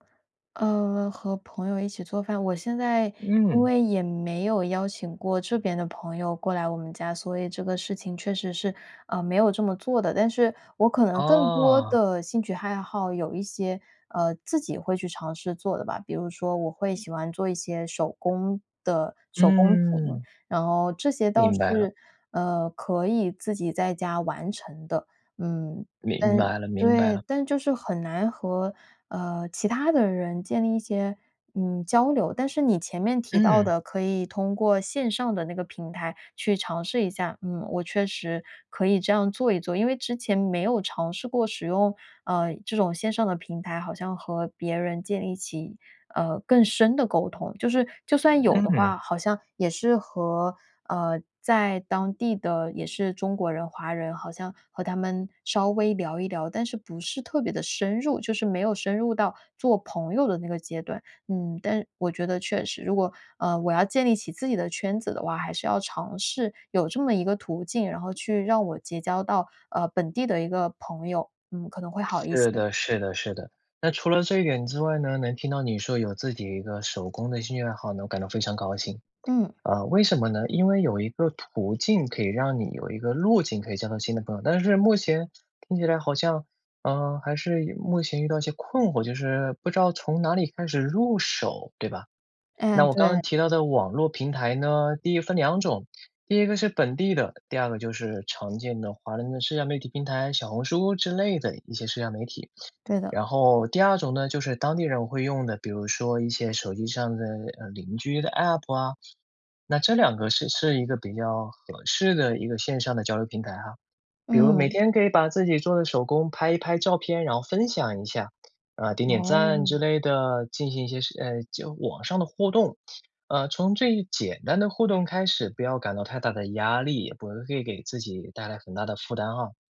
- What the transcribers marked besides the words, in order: "爱" said as "害"; tapping; other background noise
- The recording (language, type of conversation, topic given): Chinese, advice, 搬到新城市后我感到孤单无助，该怎么办？